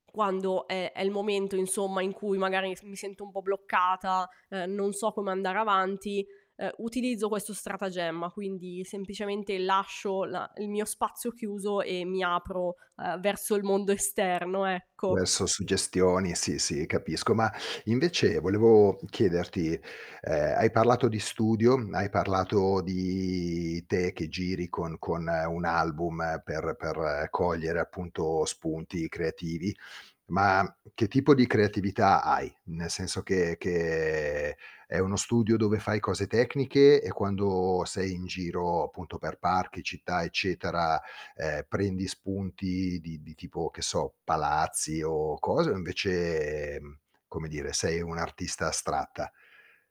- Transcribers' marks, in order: tapping; other background noise; "parlato" said as "pallato"; drawn out: "di"; drawn out: "che"; drawn out: "invece"
- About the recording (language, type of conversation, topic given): Italian, podcast, Cosa fai per mantenere viva la tua curiosità creativa?